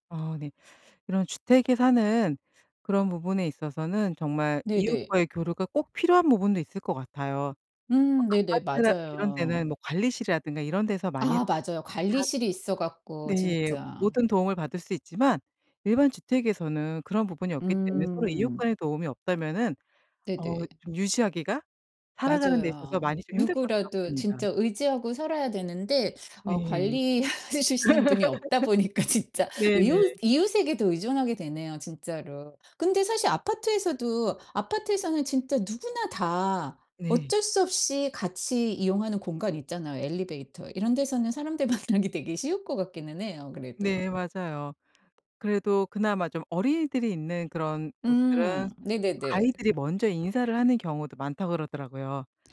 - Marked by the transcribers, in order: other background noise; laughing while speaking: "관리해 주시는 분이 없다 보니까 진짜"; laugh; laughing while speaking: "만나기"
- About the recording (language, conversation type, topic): Korean, podcast, 이웃끼리 서로 돕고 도움을 받는 문화를 어떻게 만들 수 있을까요?